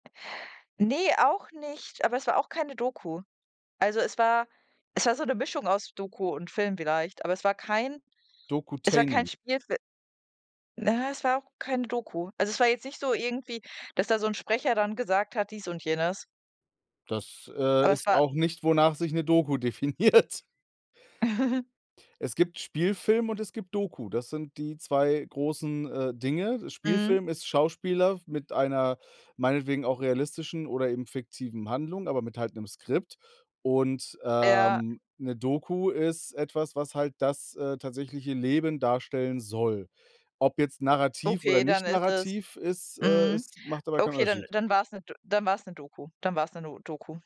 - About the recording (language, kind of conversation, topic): German, unstructured, Sollten Filme politisch neutral sein?
- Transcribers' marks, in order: laughing while speaking: "definiert"; chuckle